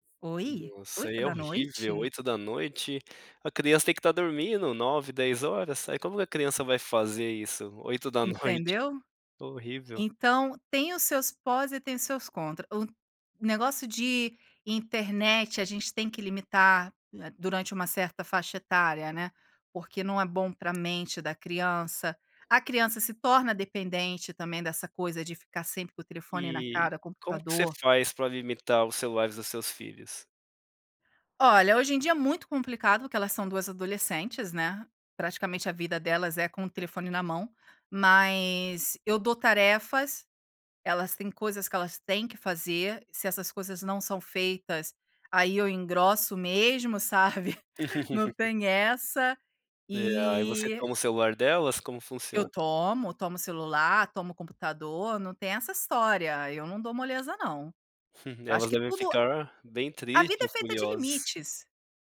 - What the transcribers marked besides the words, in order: laugh; chuckle; tapping; chuckle
- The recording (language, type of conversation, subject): Portuguese, podcast, Como incentivar a autonomia sem deixar de proteger?